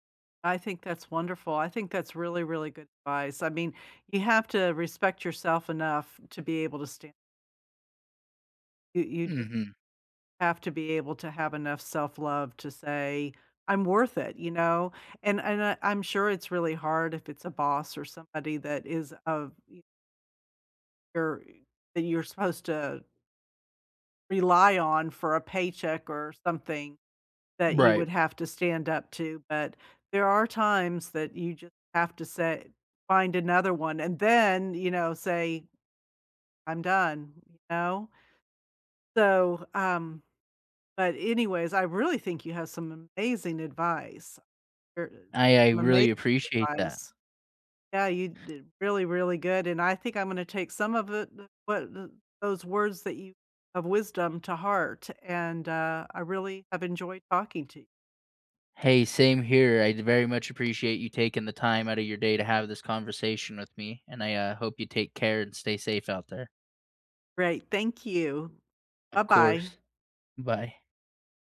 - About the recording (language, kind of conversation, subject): English, unstructured, What is the best way to stand up for yourself?
- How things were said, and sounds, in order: other background noise; stressed: "then"